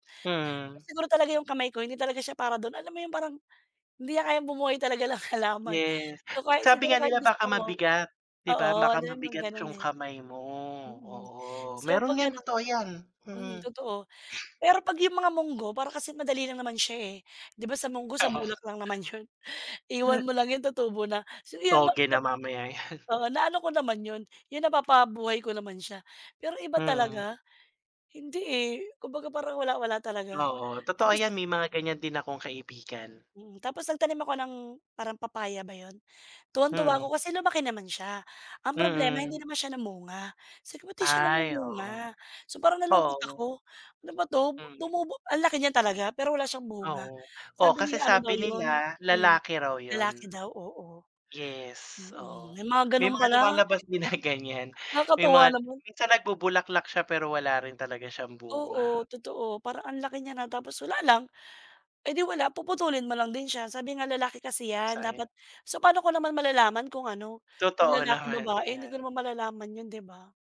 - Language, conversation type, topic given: Filipino, unstructured, Ano ang pinaka-kasiya-siyang bahagi ng pagkakaroon ng libangan?
- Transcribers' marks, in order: laughing while speaking: "ng"; laugh; laughing while speaking: "yun?"; laughing while speaking: "yan"; laughing while speaking: "din na"